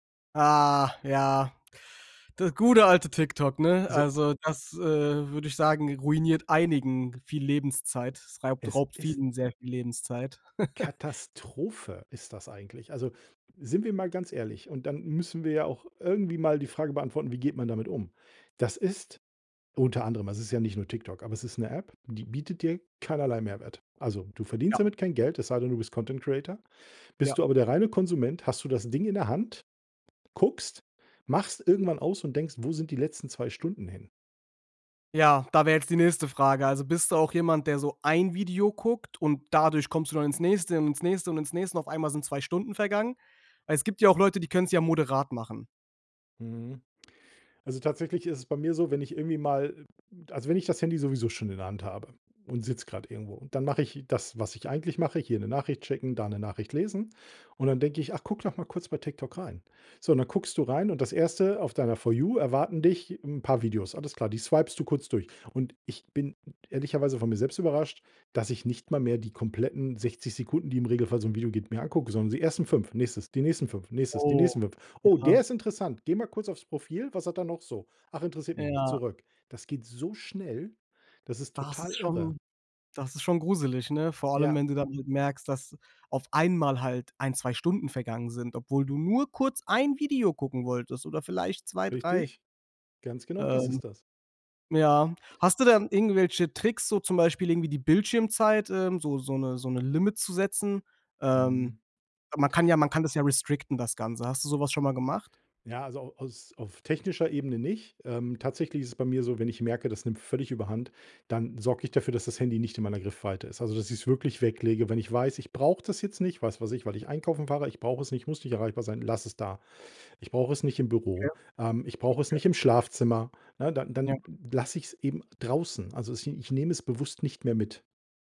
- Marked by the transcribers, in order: drawn out: "Ah, ja"; other background noise; chuckle; other noise; in English: "For You"; stressed: "ein"; in English: "restricten"; unintelligible speech
- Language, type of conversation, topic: German, podcast, Wie gehst du im Alltag mit Smartphone-Sucht um?